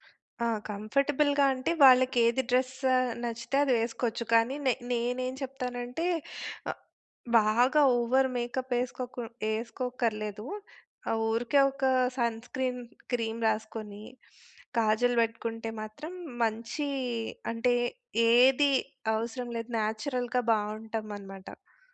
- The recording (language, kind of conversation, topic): Telugu, podcast, మీ గార్డ్రోబ్‌లో ఎప్పుడూ ఉండాల్సిన వస్తువు ఏది?
- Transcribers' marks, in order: in English: "కంఫర్టబుల్‌గా"; in English: "డ్రెస్"; in English: "ఓవర్ మేకప్"; in English: "సన్ స్క్రీన్ క్రీమ్"; in English: "నేచురల్‌గా"